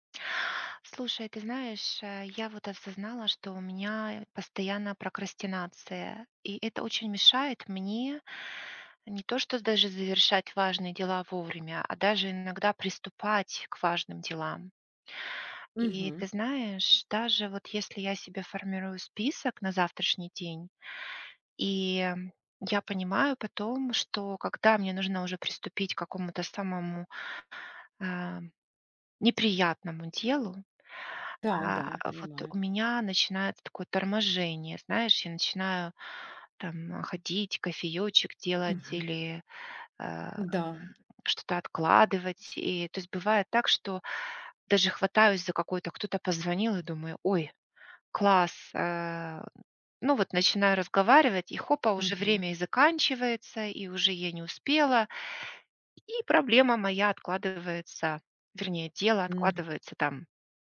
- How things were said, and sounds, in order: other background noise; tapping
- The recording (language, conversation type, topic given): Russian, advice, Как справиться с постоянной прокрастинацией, из-за которой вы не успеваете вовремя завершать важные дела?